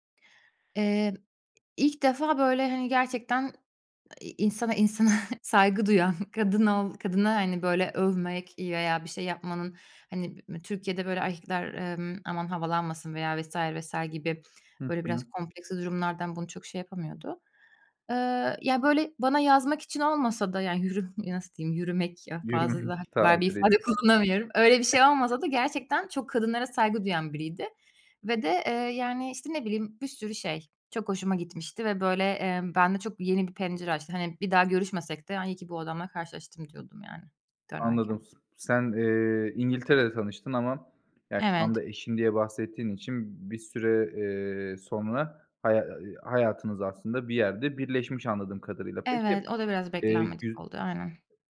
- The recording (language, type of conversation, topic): Turkish, podcast, Hayatınızı tesadüfen değiştiren biriyle hiç karşılaştınız mı?
- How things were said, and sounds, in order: laughing while speaking: "insana saygı duyan"; laughing while speaking: "Yürümek, tabiriyle"; other background noise